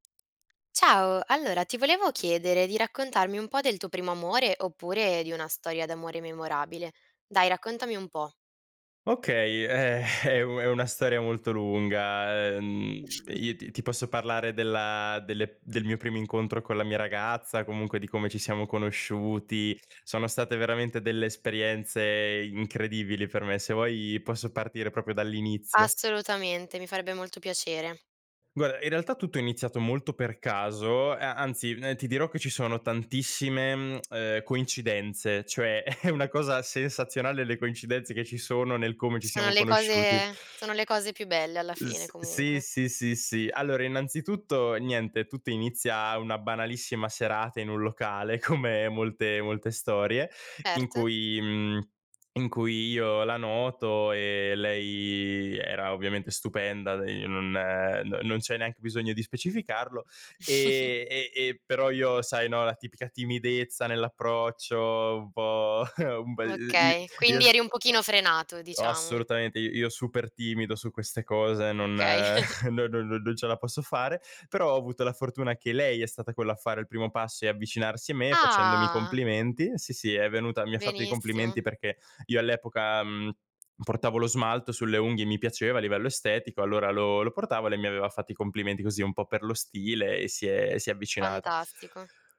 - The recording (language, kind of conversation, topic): Italian, podcast, Qual è stato il tuo primo amore o una storia d’amore che ricordi come davvero memorabile?
- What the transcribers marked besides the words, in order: chuckle; chuckle; "proprio" said as "propio"; "Guarda" said as "guara"; tongue click; chuckle; laughing while speaking: "come"; chuckle; tapping; chuckle; chuckle